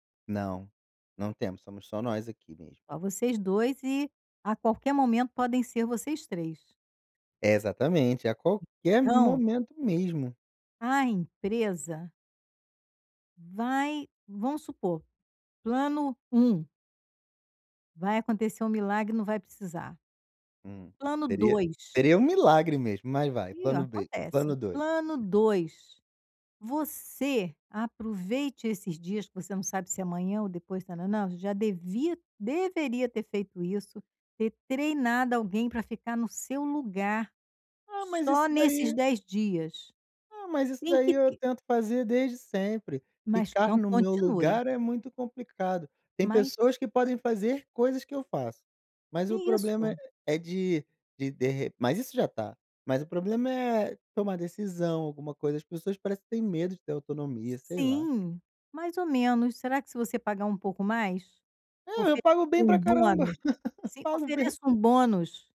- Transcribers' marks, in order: tapping; laugh
- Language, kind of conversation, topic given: Portuguese, advice, Como posso aprender a dizer não às demandas sem me sentir culpado(a) e evitar o burnout?